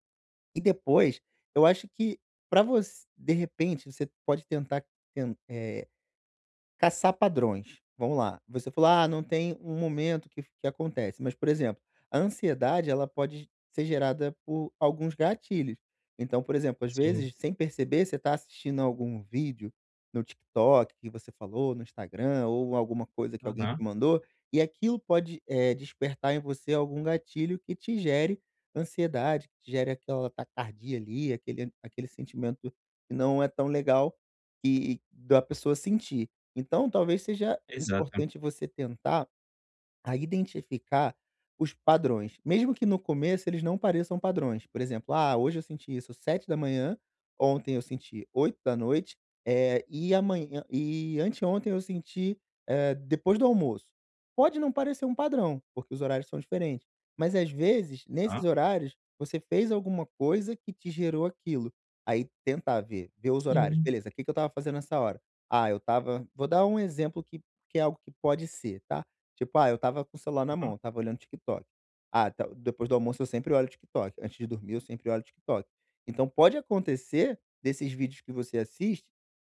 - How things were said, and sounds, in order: none
- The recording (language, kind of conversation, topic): Portuguese, advice, Como posso responder com autocompaixão quando minha ansiedade aumenta e me assusta?